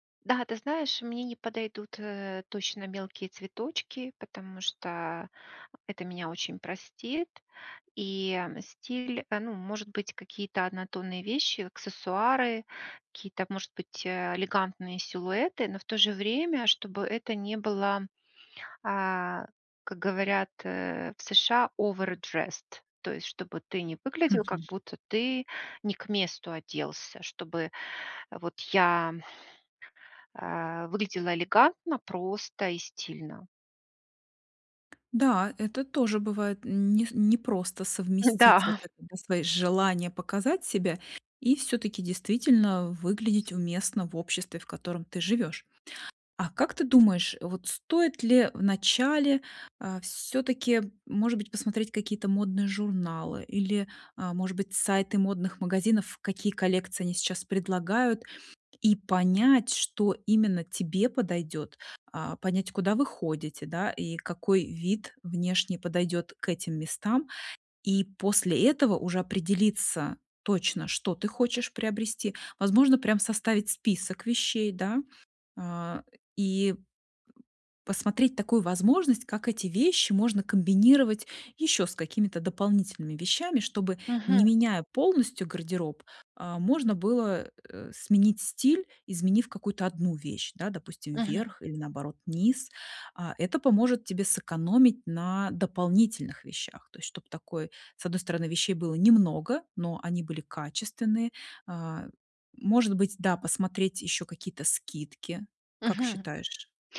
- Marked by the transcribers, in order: put-on voice: "овэрдресд"; in English: "овэрдресд"; tapping; other background noise
- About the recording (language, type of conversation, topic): Russian, advice, Как найти стильные вещи и не тратить на них много денег?